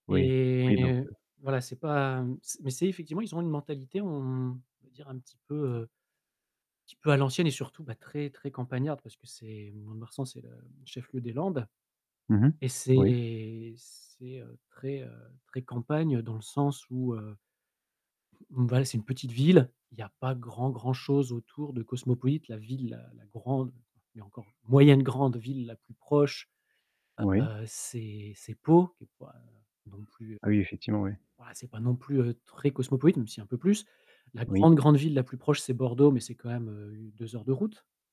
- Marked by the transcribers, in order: static; drawn out: "Et"; drawn out: "on"; stressed: "moyenne"
- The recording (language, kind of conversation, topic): French, podcast, Raconte un moment où ton look a surpris quelqu’un ?